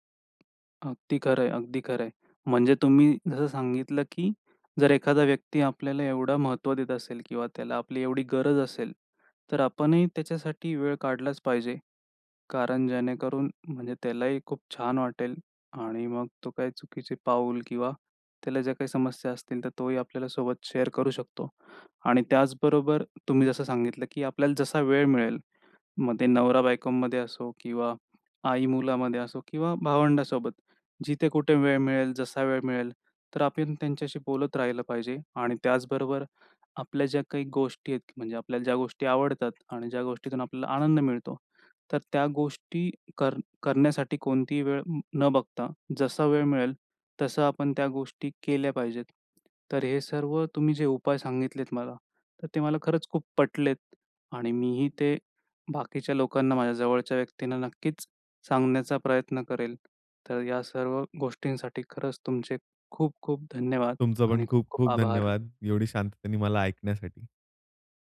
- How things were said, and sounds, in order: tapping; in English: "शेअर"; other background noise
- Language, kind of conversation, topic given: Marathi, podcast, फक्त स्वतःसाठी वेळ कसा काढता आणि घरही कसे सांभाळता?